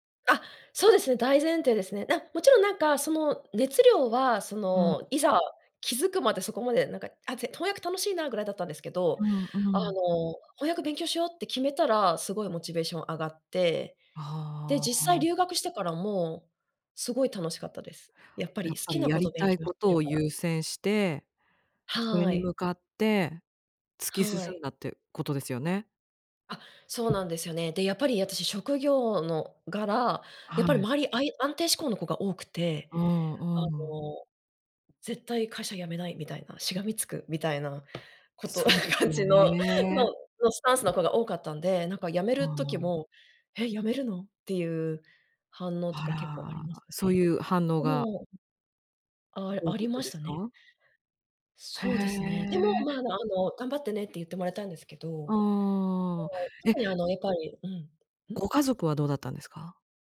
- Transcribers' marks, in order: tapping; put-on voice: "絶対会社辞めないみたいな、しがみつく"; laughing while speaking: "感じの、の そう"; put-on voice: "へ、辞めるの？"
- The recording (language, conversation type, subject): Japanese, podcast, やりたいことと安定、どっちを優先する？